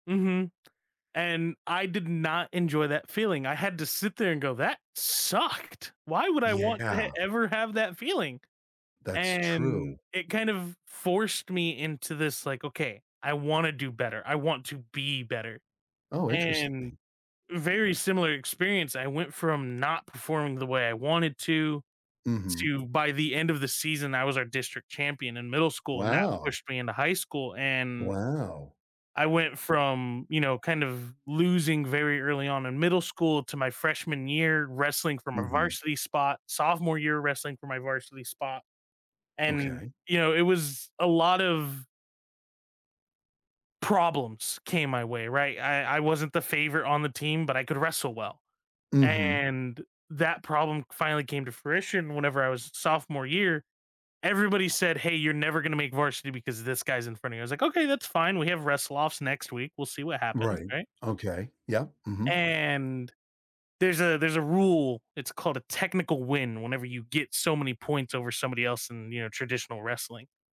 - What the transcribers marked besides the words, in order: stressed: "be"; other background noise; tapping
- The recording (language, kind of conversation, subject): English, unstructured, What childhood memory still makes you smile?
- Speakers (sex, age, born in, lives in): male, 30-34, United States, United States; male, 60-64, United States, United States